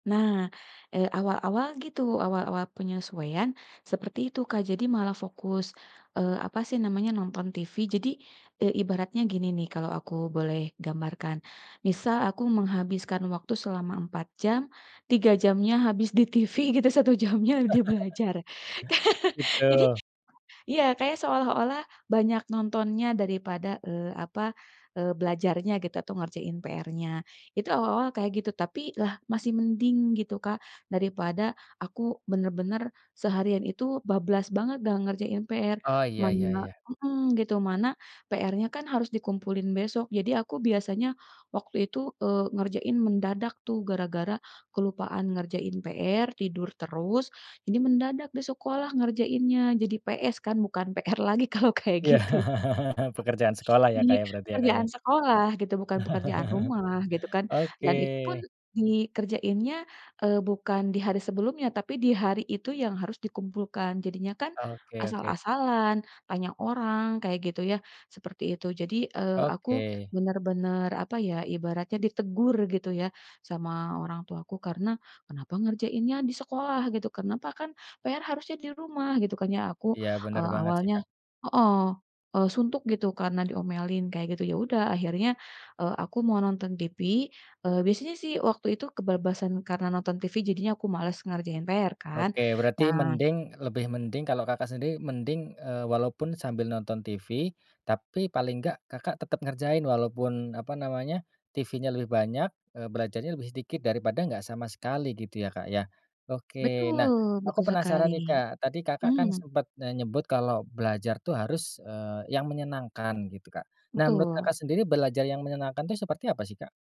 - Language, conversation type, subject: Indonesian, podcast, Apa tips sederhana untuk mulai belajar mandiri?
- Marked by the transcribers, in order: laughing while speaking: "TV gitu satu jamnya di belajar, ka"; chuckle; laugh; other background noise; laughing while speaking: "lagi kalau kayak gitu"; other noise; laugh; chuckle; "menyebut" said as "nenyebut"